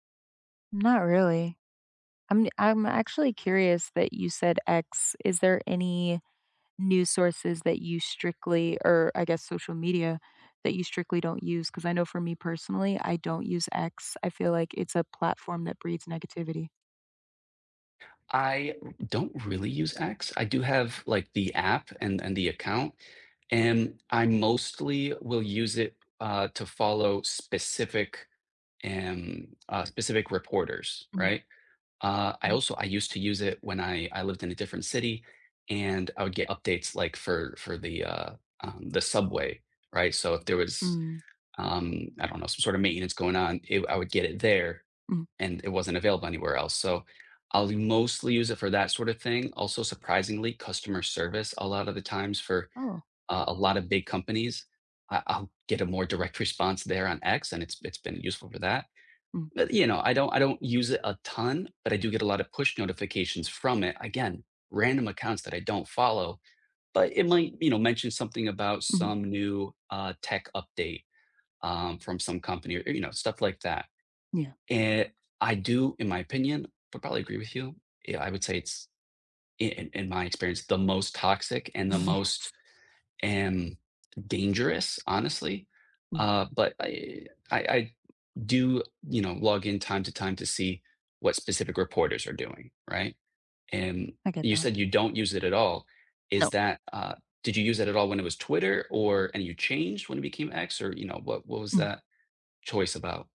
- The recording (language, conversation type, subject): English, unstructured, What are your go-to ways to keep up with new laws and policy changes?
- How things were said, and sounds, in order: tapping; chuckle